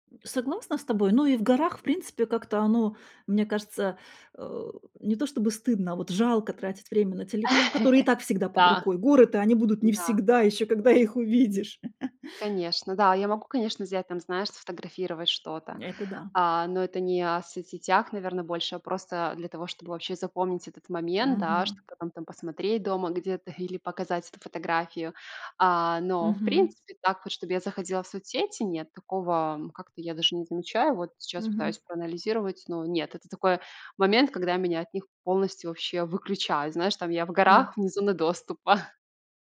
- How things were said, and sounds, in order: chuckle; laughing while speaking: "когда их увидишь"; chuckle; chuckle
- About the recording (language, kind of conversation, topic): Russian, podcast, Как ты обычно берёшь паузу от социальных сетей?